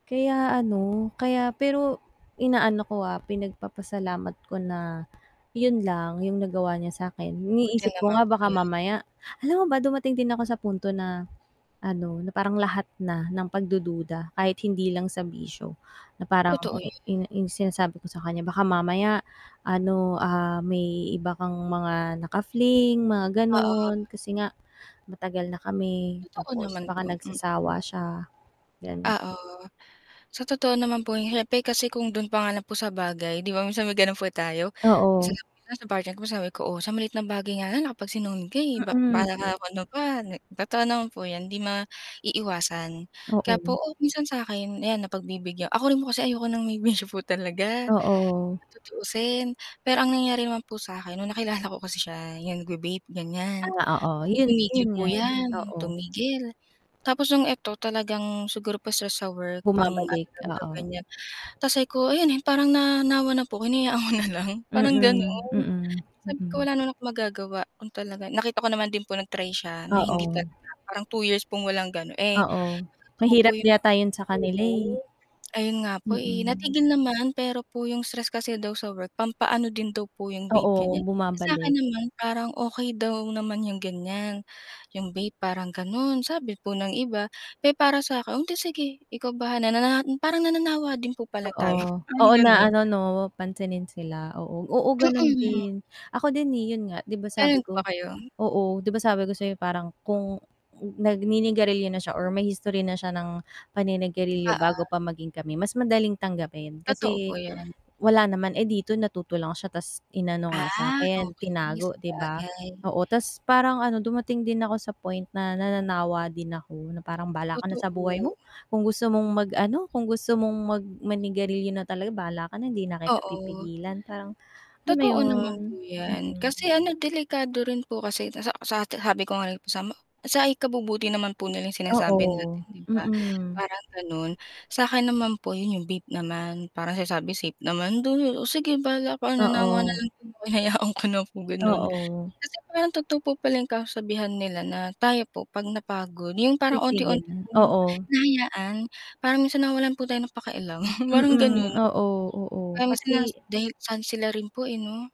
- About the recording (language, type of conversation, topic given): Filipino, unstructured, Ano ang papel ng tiwala sa isang relasyon para sa iyo?
- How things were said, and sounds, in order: static; tapping; distorted speech; mechanical hum; other background noise; laughing while speaking: "bisyo"; laughing while speaking: "ko na lang"; chuckle; chuckle; bird